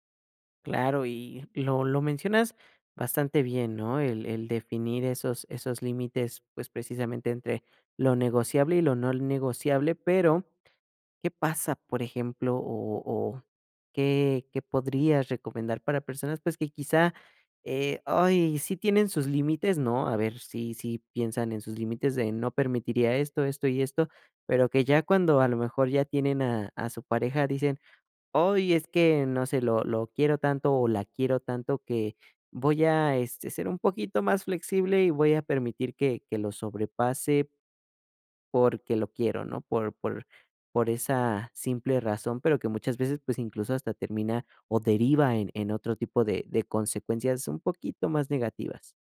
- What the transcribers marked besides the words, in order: none
- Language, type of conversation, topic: Spanish, podcast, ¿Cómo decides cuándo seguir insistiendo o cuándo soltar?